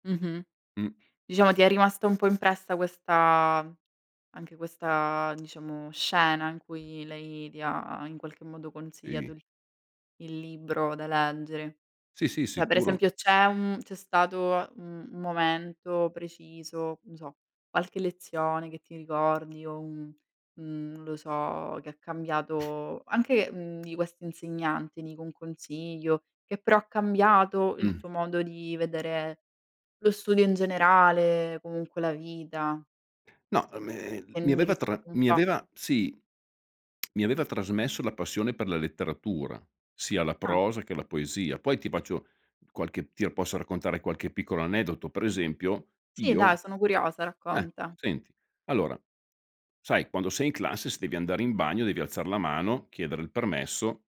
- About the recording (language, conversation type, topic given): Italian, podcast, Quale insegnante ti ha segnato di più e perché?
- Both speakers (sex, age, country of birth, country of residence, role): female, 25-29, Italy, Italy, host; male, 55-59, Italy, Italy, guest
- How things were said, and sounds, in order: "Cioè" said as "ceh"; chuckle; "indirizzato" said as "endirizzato"; tsk; "faccio" said as "baccio"; "per" said as "pre"